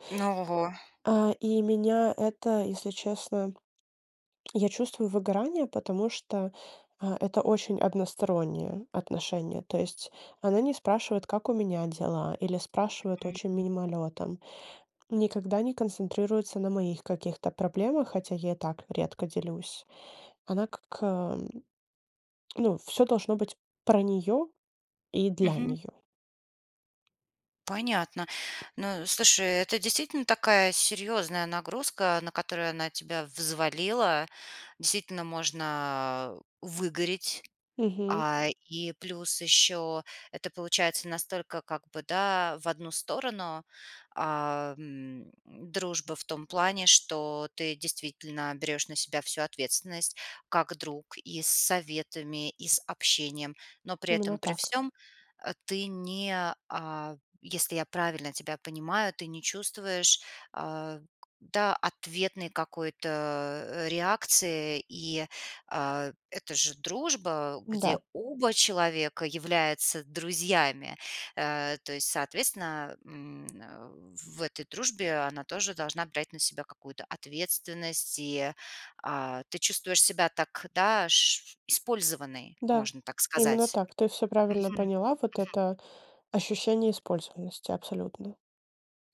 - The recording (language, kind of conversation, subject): Russian, advice, Как описать дружбу, в которой вы тянете на себе большую часть усилий?
- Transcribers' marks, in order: tapping; tsk